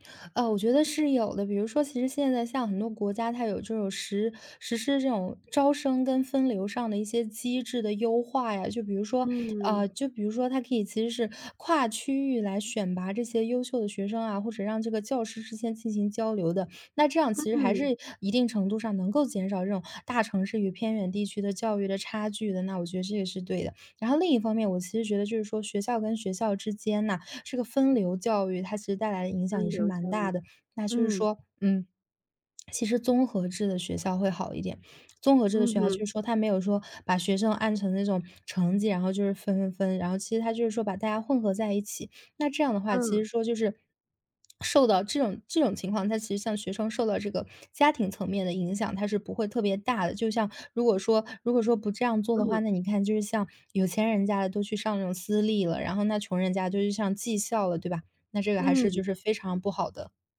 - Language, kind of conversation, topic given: Chinese, podcast, 学校应该如何应对教育资源不均的问题？
- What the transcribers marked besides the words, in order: other background noise; swallow; lip smack